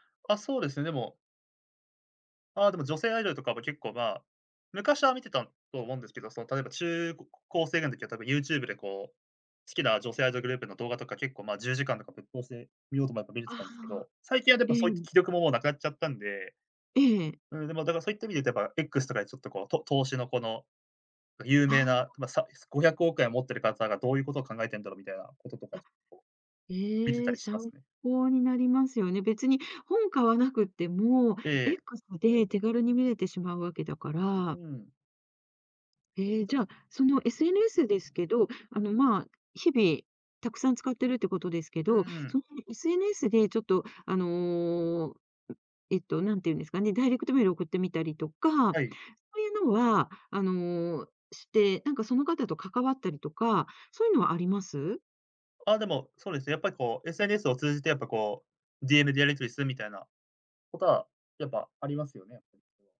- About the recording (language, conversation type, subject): Japanese, podcast, スマホと上手に付き合うために、普段どんな工夫をしていますか？
- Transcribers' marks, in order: other background noise; other noise; unintelligible speech